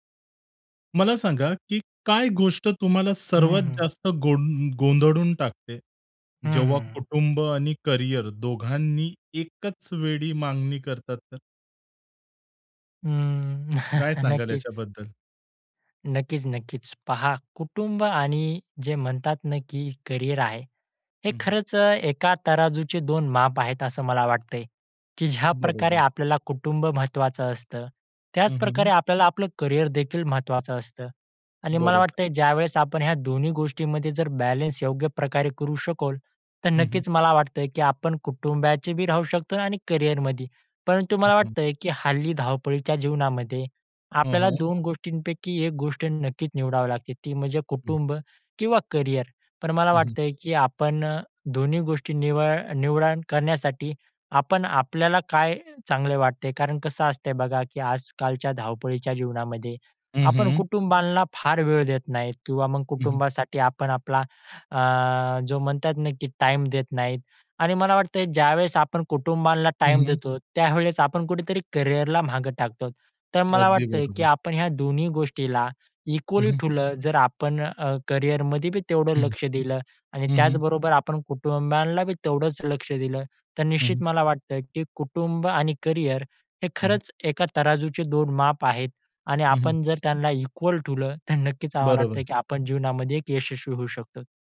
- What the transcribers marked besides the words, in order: tapping; chuckle; laughing while speaking: "ज्याप्रकारे"; "शकलो" said as "शकोल"; other background noise; other noise; "ठेवलं" said as "ठुलं"; "ठेवलं" said as "ठुलं"; laughing while speaking: "तर"
- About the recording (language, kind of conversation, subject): Marathi, podcast, कुटुंब आणि करिअरमध्ये प्राधान्य कसे ठरवता?